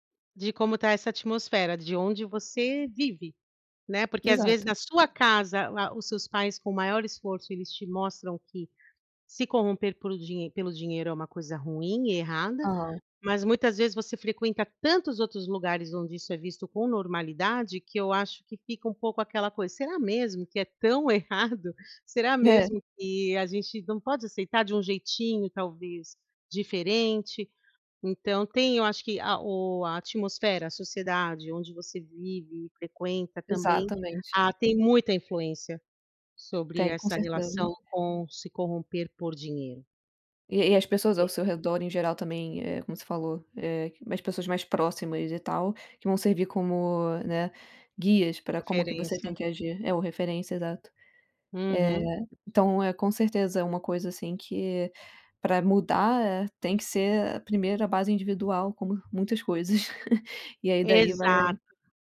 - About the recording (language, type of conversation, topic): Portuguese, unstructured, Você acha que o dinheiro pode corromper as pessoas?
- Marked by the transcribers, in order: tapping; chuckle